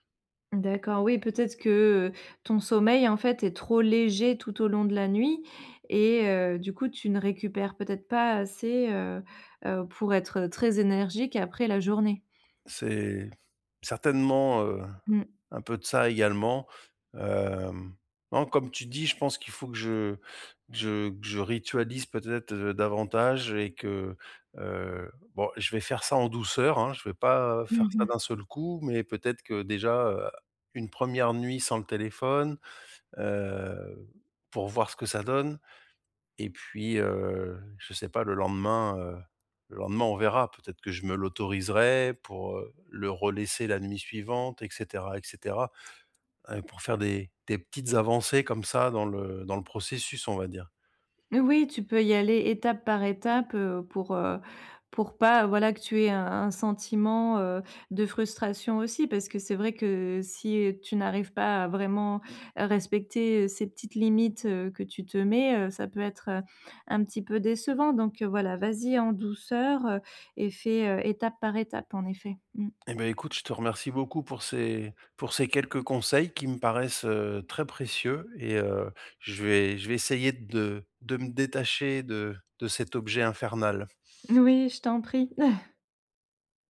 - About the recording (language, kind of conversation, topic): French, advice, Comment éviter que les écrans ne perturbent mon sommeil ?
- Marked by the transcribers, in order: chuckle